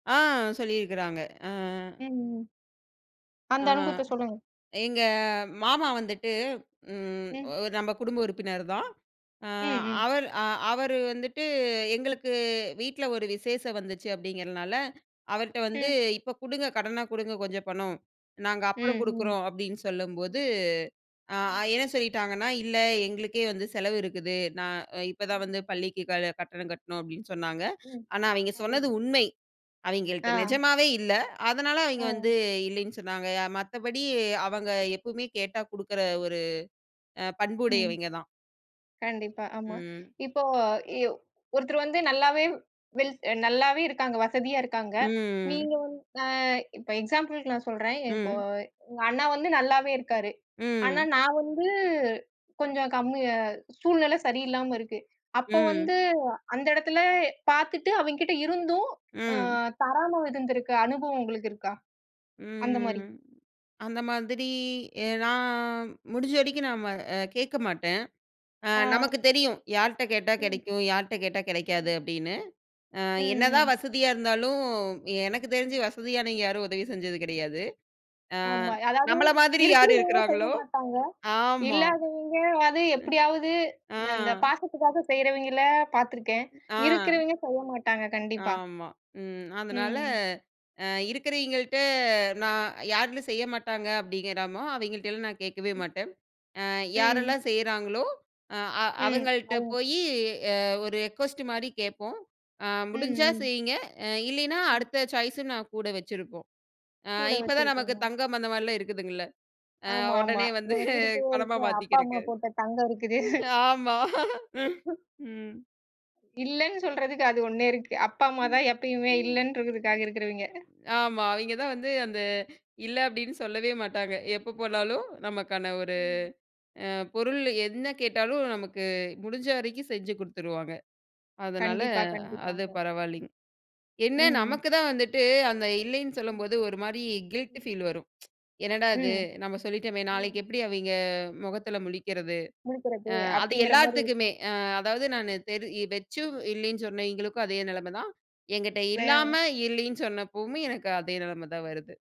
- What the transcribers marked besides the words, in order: other background noise; in English: "எக்ஸாம்பிள்கு"; tapping; in English: "ரெகுவஸ்ட்"; in English: "சாய்ஸ்"; chuckle; laugh; in English: "கில்டி ஃபீல்"; tsk
- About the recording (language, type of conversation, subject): Tamil, podcast, யாருக்காவது மரியாதையோடு ‘இல்லை’ என்று சொல்ல வேண்டிய போது, அதை நீங்கள் எப்படி சொல்கிறீர்கள்?